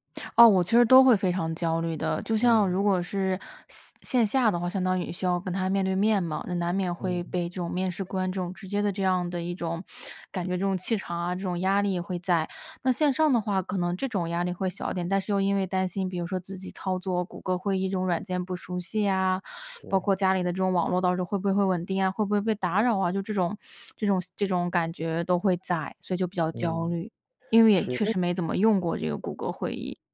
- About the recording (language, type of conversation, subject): Chinese, advice, 你在面试或公开演讲前为什么会感到强烈焦虑？
- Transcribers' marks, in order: lip smack